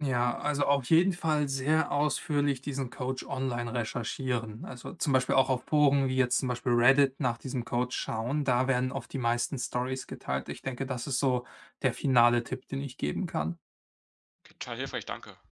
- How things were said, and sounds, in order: in English: "stories"
- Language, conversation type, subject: German, advice, Wie kann ich einen Mentor finden und ihn um Unterstützung bei Karrierefragen bitten?